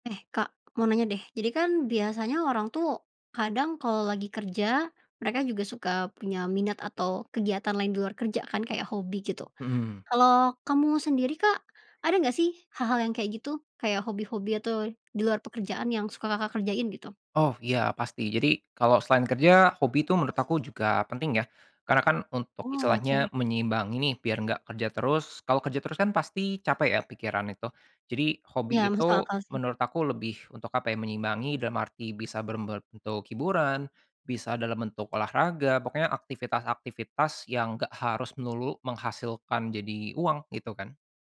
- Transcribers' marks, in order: "berbentuk" said as "berberntuk"
- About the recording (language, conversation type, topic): Indonesian, podcast, Bagaimana kamu membagi waktu antara pekerjaan dan hobi?